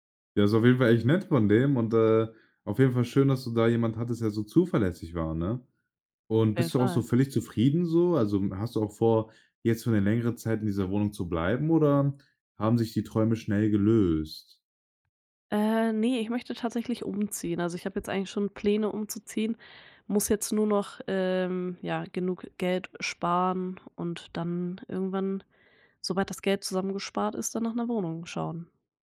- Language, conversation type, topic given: German, podcast, Wann hast du zum ersten Mal alleine gewohnt und wie war das?
- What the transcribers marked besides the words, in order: none